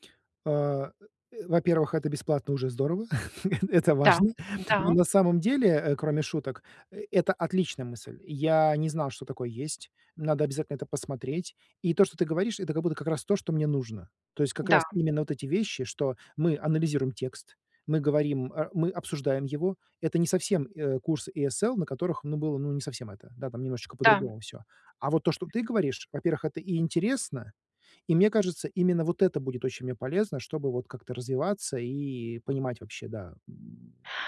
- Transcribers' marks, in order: chuckle; other background noise; grunt
- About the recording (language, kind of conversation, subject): Russian, advice, Как мне легче заводить друзей в новой стране и в другой культуре?